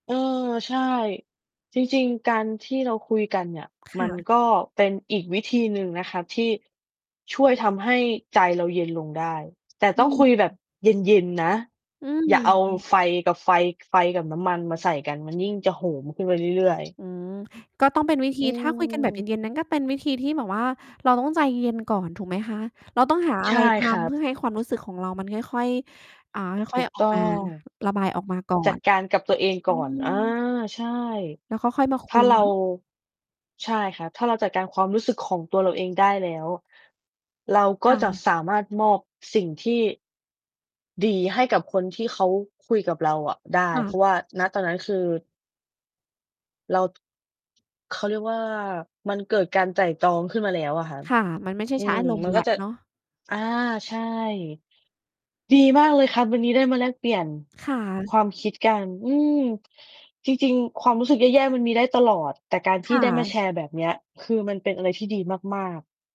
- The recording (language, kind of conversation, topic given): Thai, unstructured, วันที่คุณรู้สึกแย่ คุณมักทำอะไรเพื่อปลอบใจตัวเอง?
- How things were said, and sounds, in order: distorted speech; mechanical hum; background speech; other background noise; "ก็" said as "ข้อ"